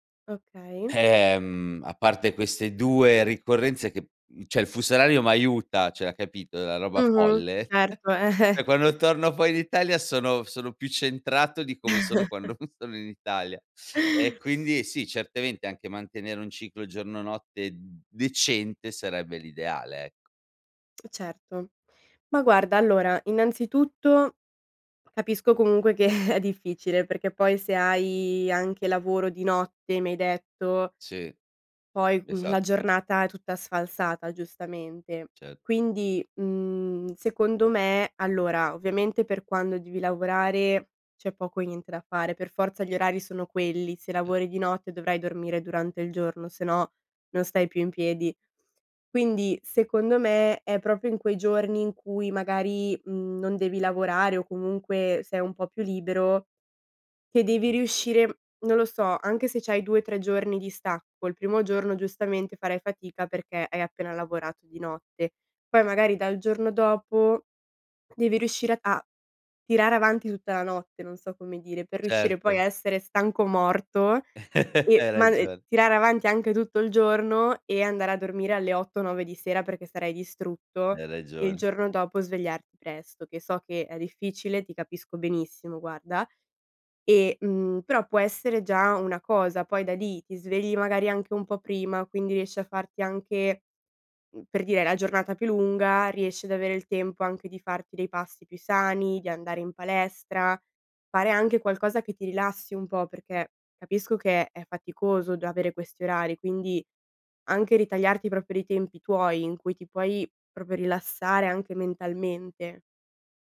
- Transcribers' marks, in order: "cioè" said as "ceh"; "cioè" said as "ceh"; chuckle; "cioè" said as "ceh"; chuckle; laughing while speaking: "non sono in Italia"; other background noise; laughing while speaking: "che"; "proprio" said as "propio"; chuckle; "proprio" said as "propio"; "proprio" said as "propio"
- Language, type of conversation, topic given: Italian, advice, Quali difficoltà incontri nel mantenere abitudini sane durante i viaggi o quando lavori fuori casa?